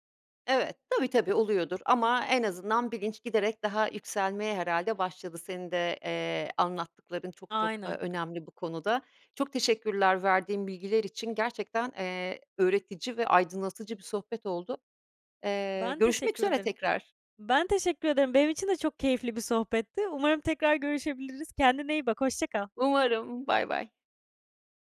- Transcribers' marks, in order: none
- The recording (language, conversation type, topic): Turkish, podcast, Günlük hayatta atıkları azaltmak için neler yapıyorsun, anlatır mısın?